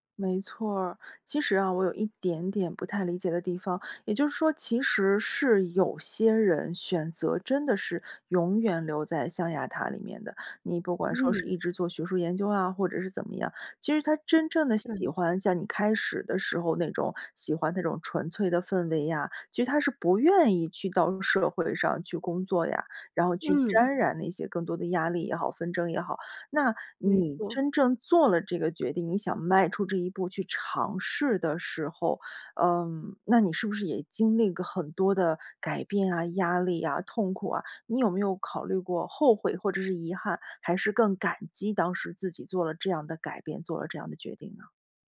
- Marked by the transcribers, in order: tapping; "过" said as "个"
- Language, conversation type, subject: Chinese, podcast, 你如何看待舒适区与成长？